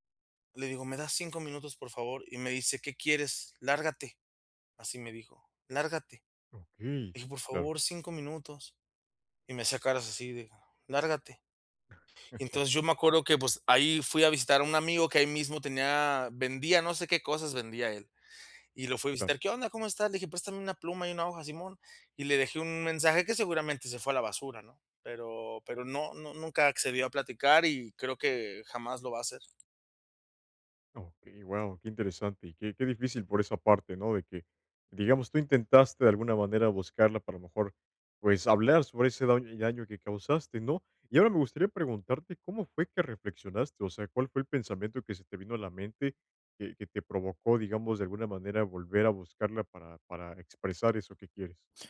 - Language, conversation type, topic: Spanish, advice, Enfrentar la culpa tras causar daño
- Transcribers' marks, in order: giggle